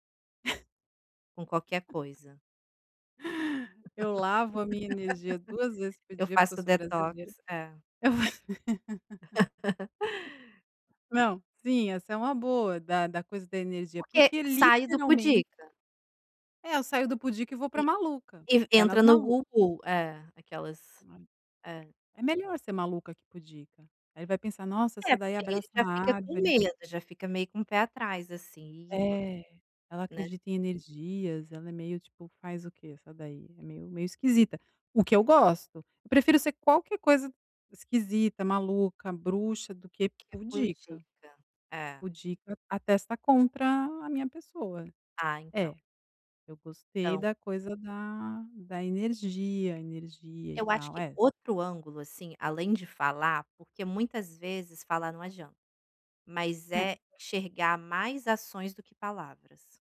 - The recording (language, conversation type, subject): Portuguese, advice, Como posso estabelecer limites e proteger meu coração ao começar a namorar de novo?
- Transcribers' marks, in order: laugh; laugh; laugh; tapping; unintelligible speech; unintelligible speech; other background noise; unintelligible speech